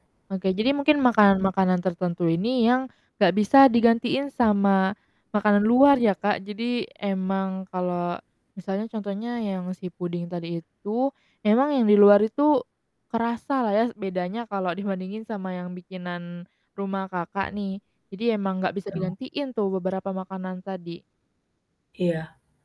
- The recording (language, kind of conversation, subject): Indonesian, podcast, Apa etika dasar yang perlu diperhatikan saat membawa makanan ke rumah orang lain?
- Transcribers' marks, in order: static